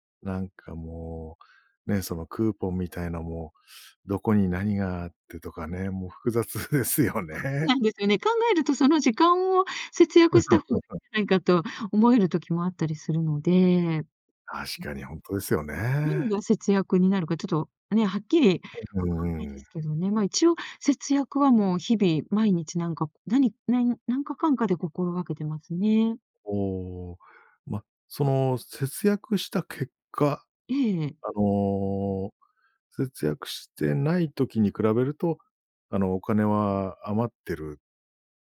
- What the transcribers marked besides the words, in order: laughing while speaking: "複雑ですよね"; chuckle
- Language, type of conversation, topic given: Japanese, podcast, 今のうちに節約する派？それとも今楽しむ派？